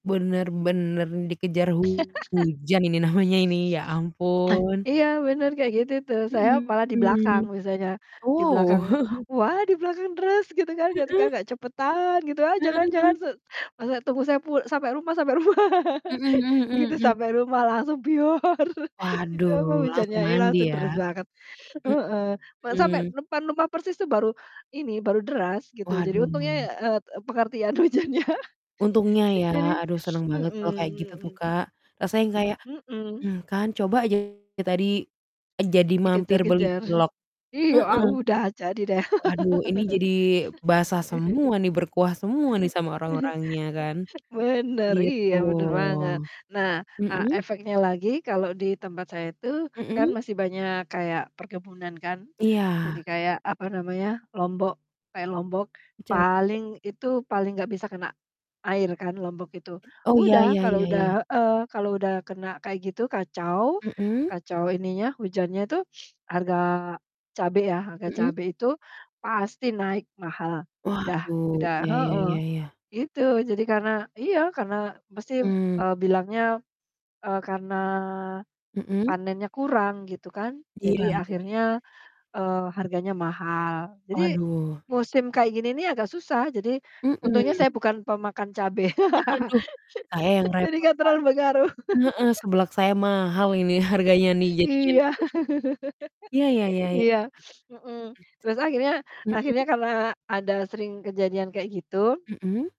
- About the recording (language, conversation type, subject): Indonesian, unstructured, Bagaimana menurutmu perubahan iklim memengaruhi lingkungan di sekitar kita?
- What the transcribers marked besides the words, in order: laugh; distorted speech; laughing while speaking: "namanya"; throat clearing; chuckle; laughing while speaking: "sampai rumah"; chuckle; laugh; other noise; laughing while speaking: "hujannya"; chuckle; laugh; chuckle; sniff; laugh; laugh; chuckle; sniff; laugh; laughing while speaking: "harganya"; sniff; laughing while speaking: "juga"